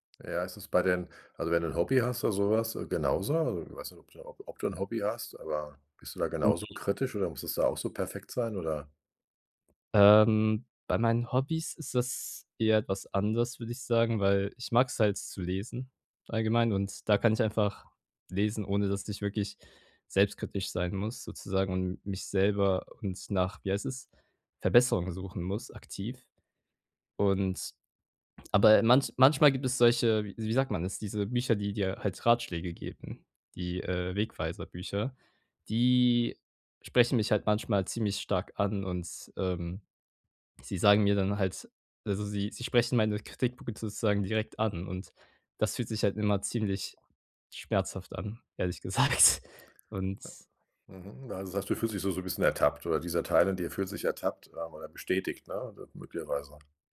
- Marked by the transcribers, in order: unintelligible speech; drawn out: "die"; laughing while speaking: "gesagt"
- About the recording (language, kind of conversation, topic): German, advice, Warum fällt es mir schwer, meine eigenen Erfolge anzuerkennen?